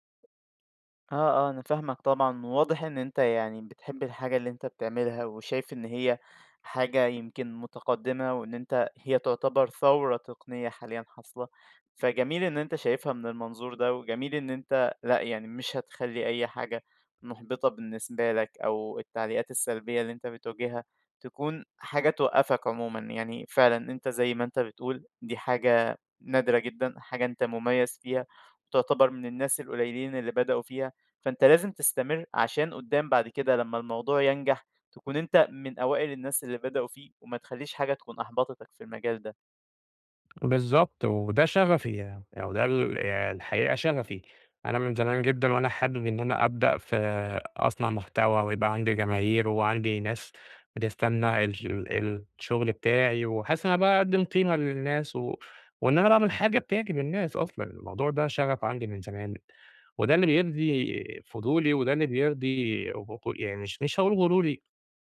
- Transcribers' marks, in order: tapping
- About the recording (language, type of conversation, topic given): Arabic, advice, إزاي الرفض أو النقد اللي بيتكرر خلاّك تبطل تنشر أو تعرض حاجتك؟